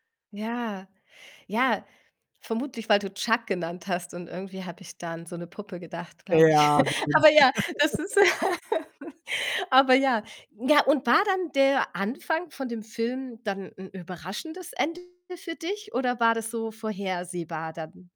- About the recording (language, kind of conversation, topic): German, podcast, Welcher Film hat dich besonders bewegt?
- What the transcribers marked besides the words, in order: distorted speech; snort; laugh